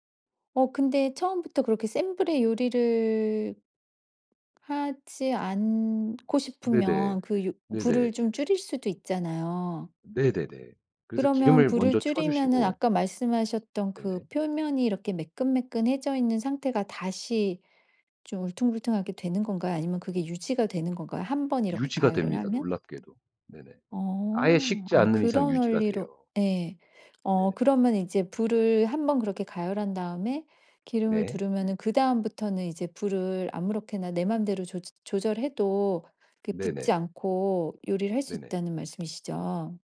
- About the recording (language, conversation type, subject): Korean, podcast, 냉장고에 남은 재료로 무엇을 만들 수 있을까요?
- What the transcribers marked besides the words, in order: other background noise